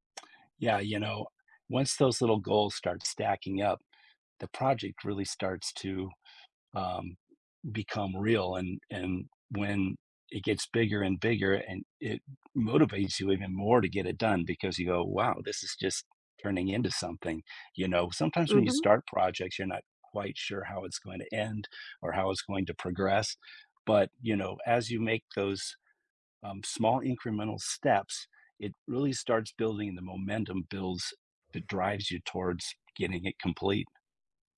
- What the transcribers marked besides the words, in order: tapping
- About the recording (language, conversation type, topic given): English, unstructured, What dreams do you want to fulfill in the next five years?